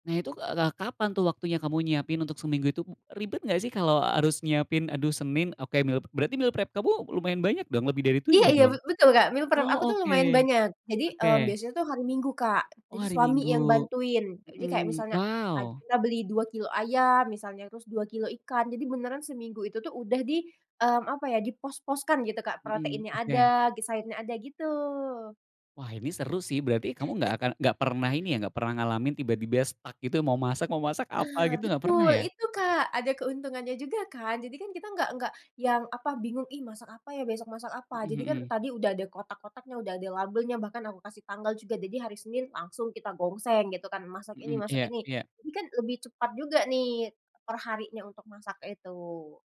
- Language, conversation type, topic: Indonesian, podcast, Bagaimana cara kamu mengurangi sampah makanan sehari-hari di rumah?
- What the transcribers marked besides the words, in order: in English: "meal"; in English: "meal prep"; in English: "meal prep"; other background noise; chuckle; in English: "stuck"